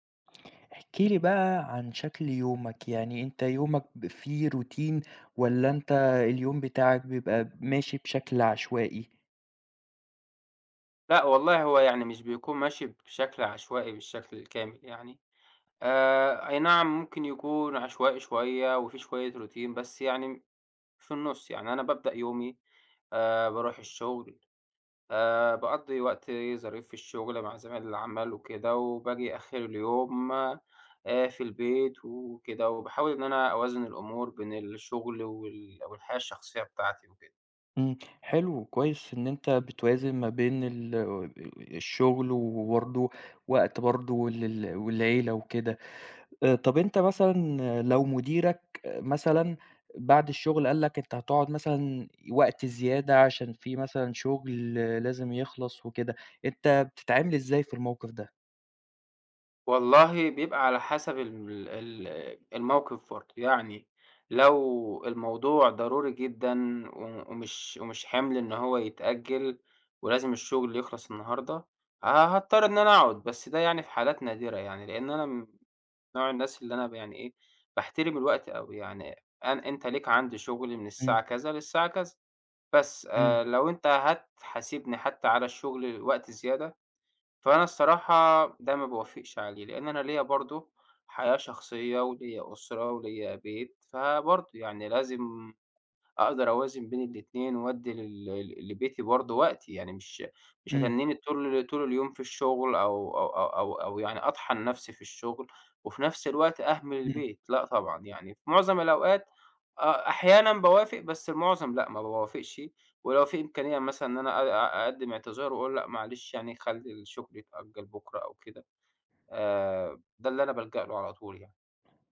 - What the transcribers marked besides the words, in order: in English: "روتين"; in English: "روتين"
- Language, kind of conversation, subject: Arabic, podcast, إزاي بتوازن بين الشغل وحياتك الشخصية؟